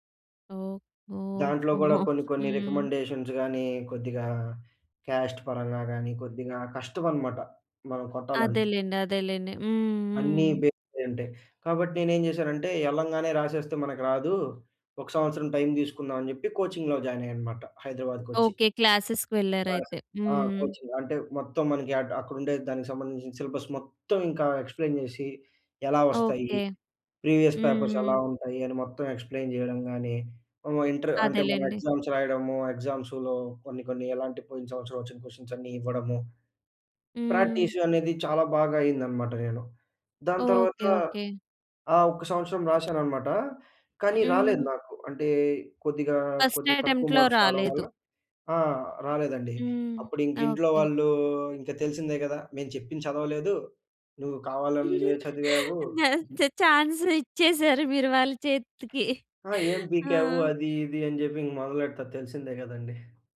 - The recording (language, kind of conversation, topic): Telugu, podcast, మీరు తీసుకున్న ఒక నిర్ణయం మీ జీవితాన్ని ఎలా మలచిందో చెప్పగలరా?
- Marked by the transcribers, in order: in English: "రికమెండేషన్స్"; in English: "కాస్ట్"; in English: "బేస్"; in English: "కోచింగ్‌లో జాయిన్"; in English: "క్లాసెస్‌కి"; in English: "కోచింగ్"; in English: "సిలబస్"; in English: "ఎక్స్‌ప్లే‌యిన్"; in English: "ప్రీవియస్ పేపర్స్"; in English: "ఎక్స్‌ప్లే‌యిన్"; in English: "ఎగ్జామ్స్"; in English: "క్వెషన్స్"; in English: "ప్రాక్టీస్"; in English: "ఫస్ట్ అటెంప్ట్‌లో"; other background noise; in English: "మార్క్స్"; giggle; laughing while speaking: "న చా చాన్స్ ఇచ్చేసారు. మీరు వాళ్ళ చేతికి"